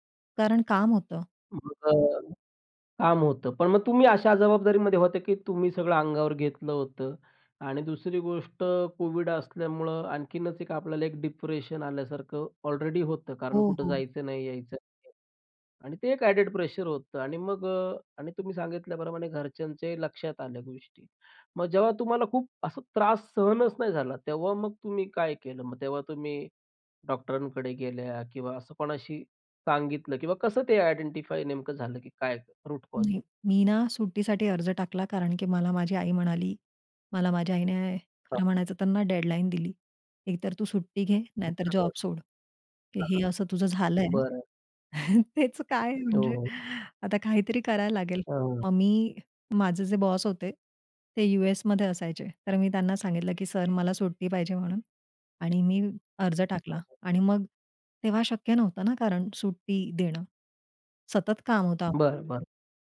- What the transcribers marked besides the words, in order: in English: "डिप्रेशन"; in English: "ॲडेड"; in English: "आयडेंटिफाय"; in English: "रूट कॉज?"; tapping; unintelligible speech; laughing while speaking: "तेच काय म्हणजे"
- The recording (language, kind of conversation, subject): Marathi, podcast, मानसिक थकवा